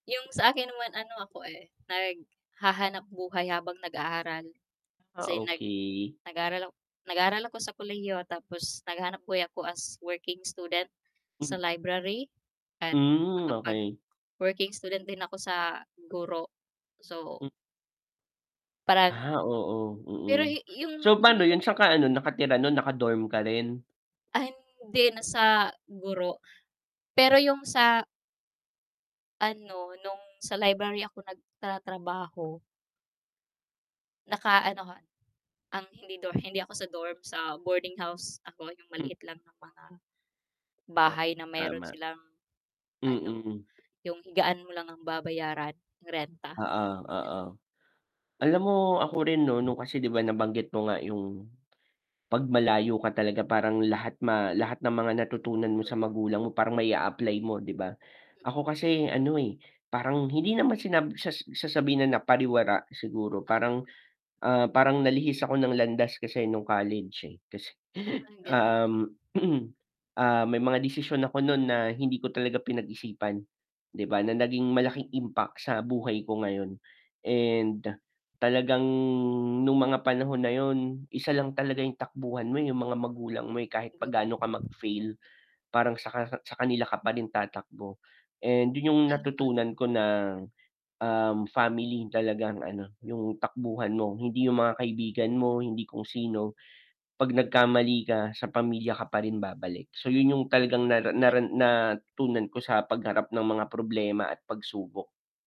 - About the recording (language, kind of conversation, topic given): Filipino, unstructured, Ano ang pinakamahalagang aral na natutunan mo mula sa iyong mga magulang?
- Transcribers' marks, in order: tapping; wind; unintelligible speech; distorted speech; mechanical hum; static; unintelligible speech; inhale; throat clearing; unintelligible speech